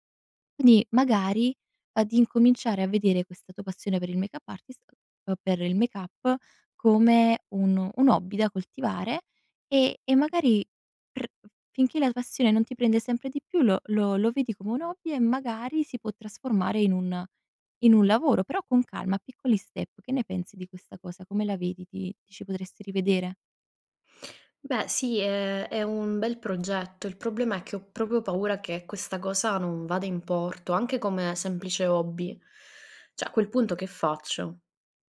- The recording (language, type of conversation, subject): Italian, advice, Come posso capire perché mi sento bloccato nella carriera e senza un senso personale?
- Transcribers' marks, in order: "Quindi" said as "ndi"; "proprio" said as "propio"; "Cioè" said as "Ceh"